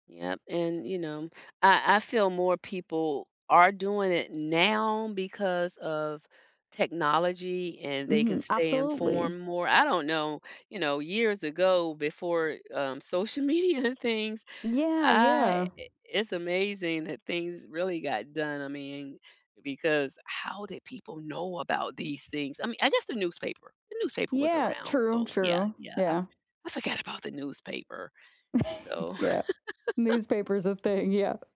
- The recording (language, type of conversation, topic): English, unstructured, What role should citizens play beyond just voting?
- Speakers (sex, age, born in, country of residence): female, 20-24, United States, United States; female, 60-64, United States, United States
- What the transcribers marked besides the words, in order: stressed: "now"; laughing while speaking: "media"; chuckle